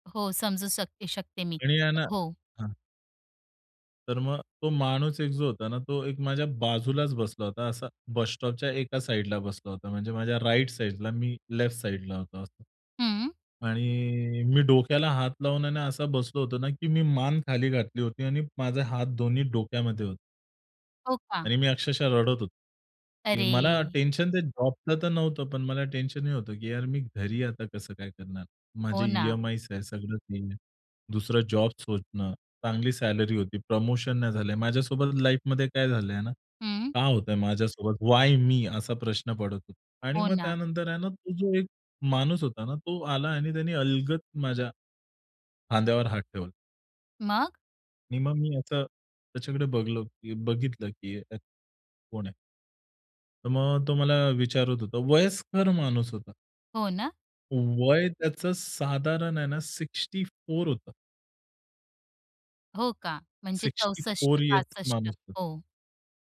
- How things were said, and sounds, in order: in English: "साइडला"; in English: "राइट साइडला"; in English: "लेफ्ट साइडला"; in English: "सॅलरी"; in English: "लाईफमध्ये"; in English: "वाय मी?"; "अलगद" said as "अलगत"; in English: "सिक्स्टी फोर"; in English: "सिक्स्टी फोर इयर्सचा"
- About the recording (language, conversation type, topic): Marathi, podcast, रस्त्यावरील एखाद्या अपरिचिताने तुम्हाला दिलेला सल्ला तुम्हाला आठवतो का?